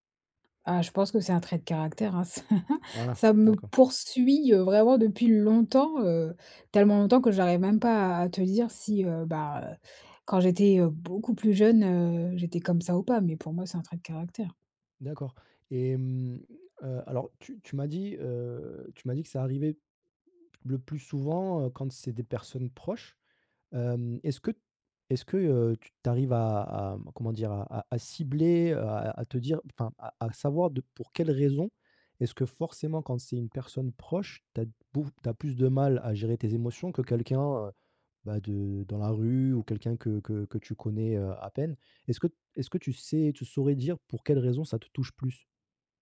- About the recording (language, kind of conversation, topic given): French, advice, Comment communiquer quand les émotions sont vives sans blesser l’autre ni soi-même ?
- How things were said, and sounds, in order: laughing while speaking: "Ça"